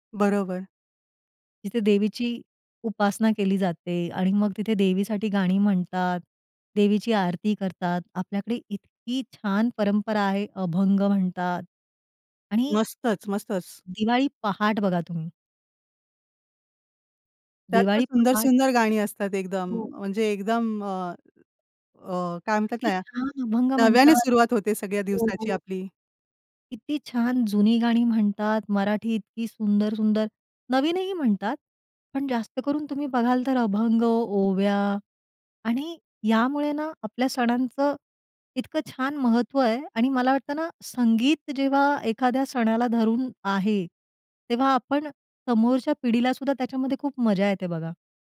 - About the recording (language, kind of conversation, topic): Marathi, podcast, सण-उत्सवांमुळे तुमच्या घरात कोणते संगीत परंपरेने टिकून राहिले आहे?
- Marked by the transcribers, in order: other background noise